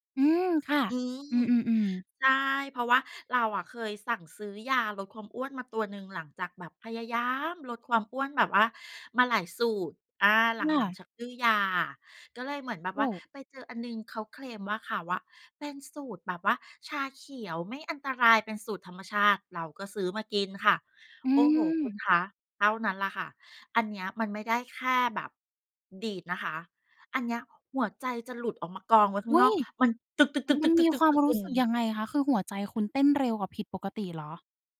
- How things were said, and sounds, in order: none
- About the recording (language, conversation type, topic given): Thai, podcast, คาเฟอีนส่งผลต่อระดับพลังงานของคุณอย่างไรบ้าง?